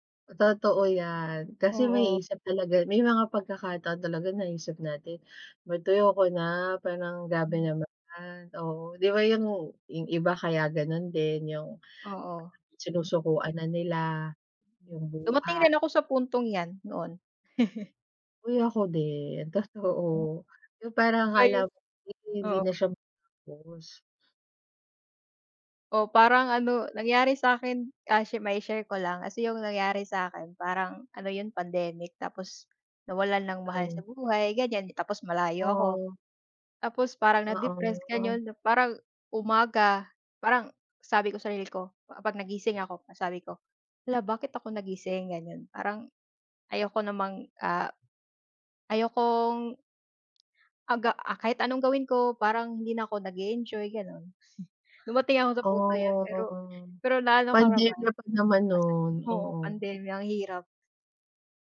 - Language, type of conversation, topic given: Filipino, unstructured, Ano ang huling bagay na nagpangiti sa’yo ngayong linggo?
- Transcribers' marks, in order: other background noise; chuckle; tapping; sad: "Tapos, parang na-depressed, ganyon, parang … ko naman, nalampasan"; "gano'n" said as "ganyon"; "gano'n" said as "ganyon"; chuckle